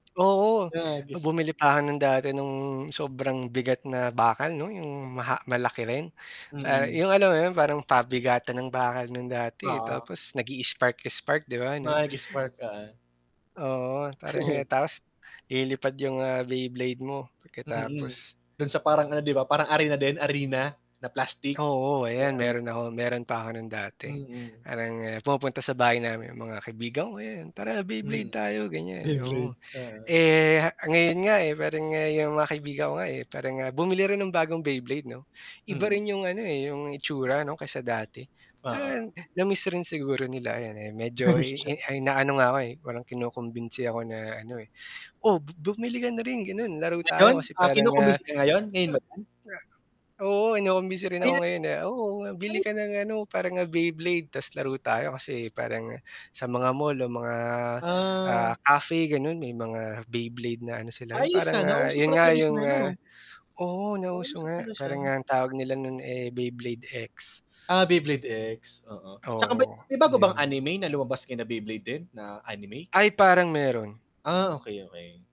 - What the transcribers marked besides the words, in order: other background noise; static; chuckle; unintelligible speech; laughing while speaking: "Beyblade"; unintelligible speech; distorted speech; unintelligible speech
- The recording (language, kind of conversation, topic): Filipino, unstructured, Ano ang paborito mong laro noong kabataan mo?